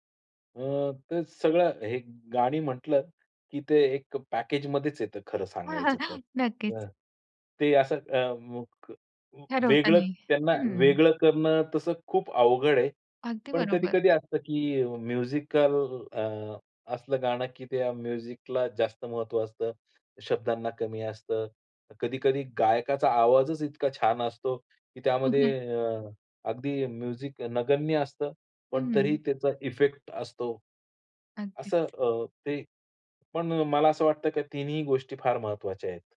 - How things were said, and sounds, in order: in English: "पॅकेजमध्येच"; laughing while speaking: "हां, हां"; unintelligible speech; in English: "म्युझिकल"; in English: "म्युझिकला"; in English: "म्युझिक"; tapping
- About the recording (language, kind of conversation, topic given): Marathi, podcast, कधी एखादं गाणं ऐकून तुम्हाला पुन्हा त्या काळात गेल्यासारखं वाटतं का?